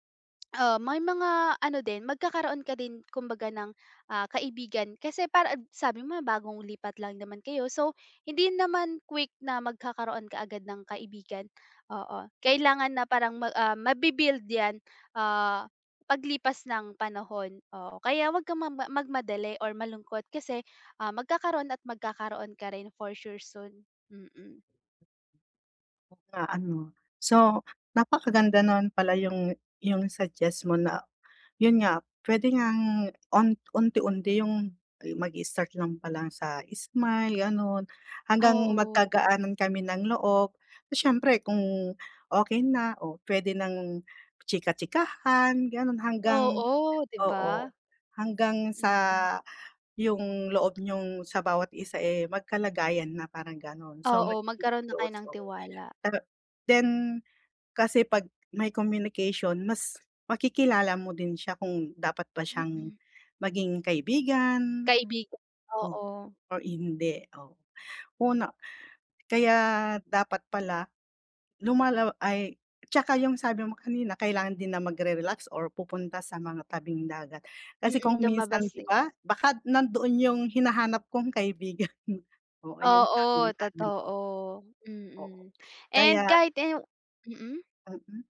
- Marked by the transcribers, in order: none
- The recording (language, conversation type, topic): Filipino, advice, Paano ako makakahanap ng mga kaibigan sa bagong lugar?